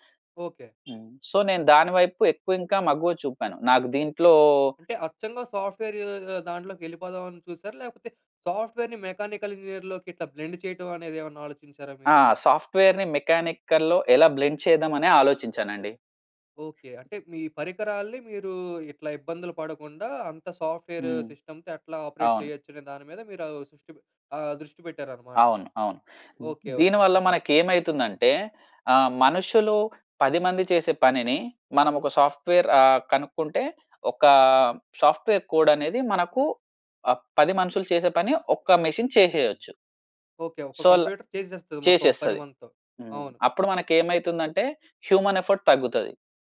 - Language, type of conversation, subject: Telugu, podcast, కెరీర్ మార్పు గురించి ఆలోచించినప్పుడు మీ మొదటి అడుగు ఏమిటి?
- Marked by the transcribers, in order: in English: "సో"; in English: "సాఫ్ట్‌వే‌ర్‌ని మెకానికల్ ఇంజనీర్‌లోకి"; in English: "బ్లెండ్"; in English: "సాఫ్ట్‌వే‌ర్‌ని మెకానికల్‌లో"; in English: "బ్లెండ్"; in English: "సాఫ్ట్‌వే‌ర్ సిస్టమ్‌తో"; in English: "ఆపరేట్"; in English: "సాఫ్ట్‌వే‌ర్"; in English: "సాఫ్ట్‌వే‌ర్ కోడ్"; in English: "మెషిన్"; in English: "సో"; in English: "కంప్యూటర్"; in English: "హ్యూమన్ ఎఫర్ట్"